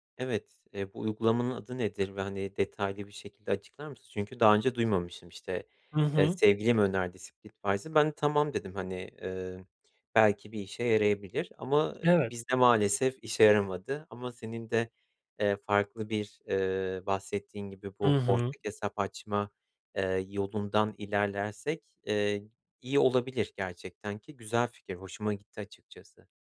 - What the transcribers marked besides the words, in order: tapping
- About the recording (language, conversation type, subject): Turkish, advice, Para ve finansal anlaşmazlıklar